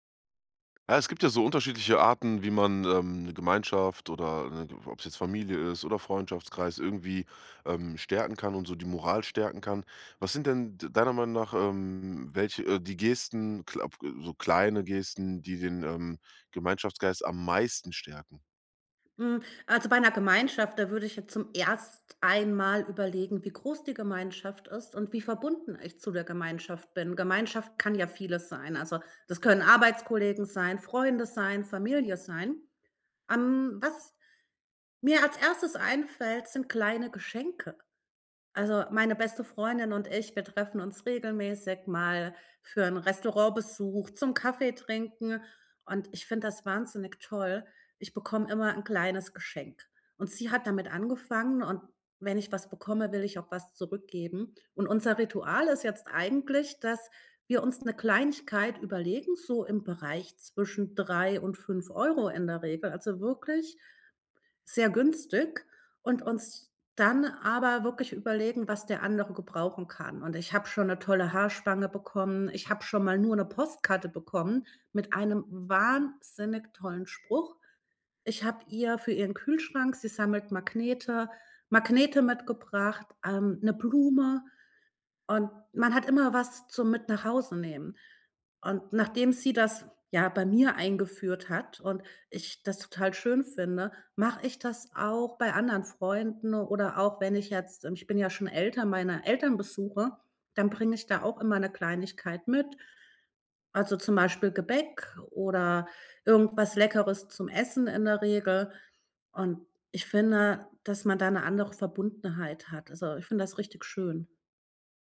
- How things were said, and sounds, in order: tapping; stressed: "meisten"; stressed: "wahnsinnig"
- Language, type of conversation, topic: German, podcast, Welche kleinen Gesten stärken den Gemeinschaftsgeist am meisten?